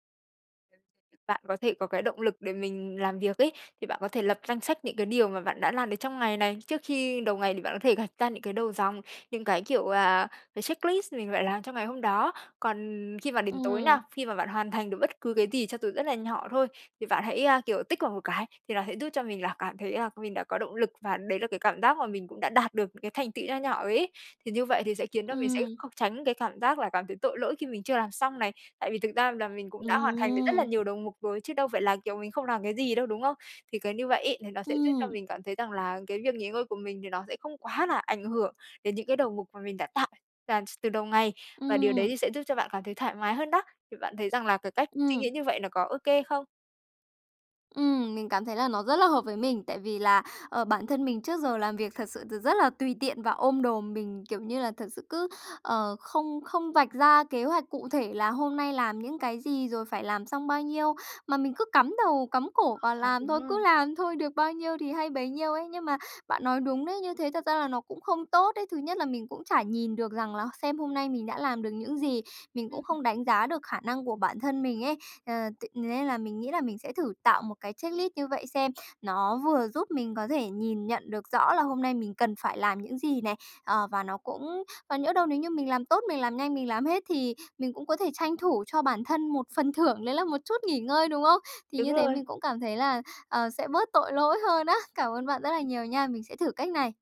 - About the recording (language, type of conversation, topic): Vietnamese, advice, Làm sao tôi có thể nghỉ ngơi mà không cảm thấy tội lỗi khi còn nhiều việc chưa xong?
- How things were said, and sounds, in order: other background noise; in English: "checklist"; tapping; background speech; in English: "checklist"